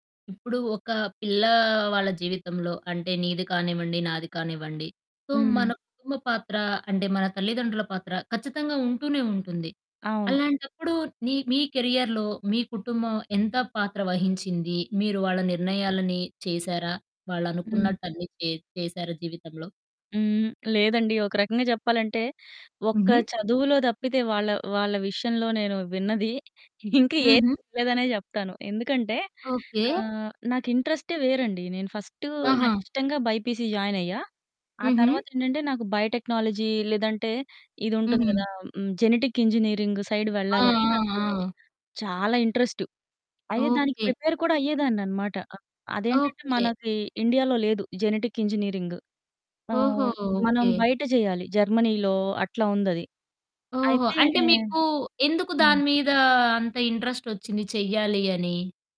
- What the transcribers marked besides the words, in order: static; in English: "సో"; in English: "కెరియర్‌లో"; chuckle; distorted speech; in English: "ఫస్ట్"; in English: "బైపీసీ జాయిన్"; in English: "బయోటెక్నాలజీ"; in English: "జెనెటిక్ ఇంజినీరింగ్ సైడ్"; stressed: "చాలా"; in English: "ఇంట్రెస్ట్"; in English: "ప్రిపేర్"; in English: "జెనెటిక్ ఇంజినీరింగ్"
- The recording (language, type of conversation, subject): Telugu, podcast, మీ కెరీర్‌కు సంబంధించిన నిర్ణయాల్లో మీ కుటుంబం ఎంతవరకు ప్రభావం చూపింది?